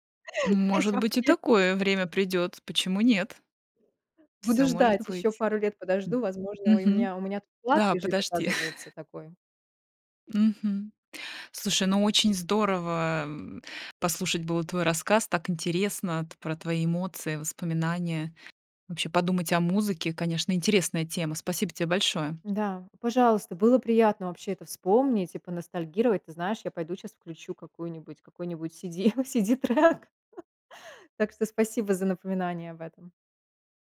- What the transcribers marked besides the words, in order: laughing while speaking: "То есть вообще"; other noise; chuckle; tapping; laughing while speaking: "CD - CD-трек"; chuckle
- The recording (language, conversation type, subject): Russian, podcast, Куда вы обычно обращаетесь за музыкой, когда хочется поностальгировать?